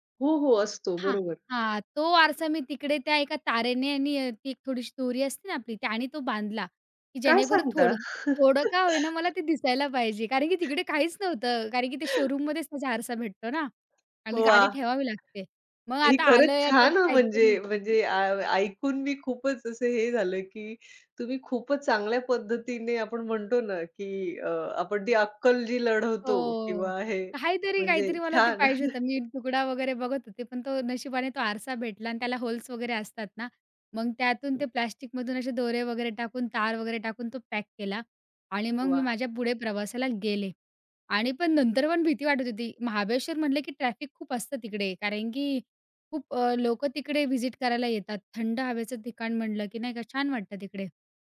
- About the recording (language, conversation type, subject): Marathi, podcast, एकट्याने प्रवास करताना तुम्हाला स्वतःबद्दल काय नवीन कळले?
- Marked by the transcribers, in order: laugh; tapping; chuckle; inhale; drawn out: "हो"; laugh; in English: "होल्स"; other background noise; in English: "ट्रॅफिक"; in English: "व्हिजिट"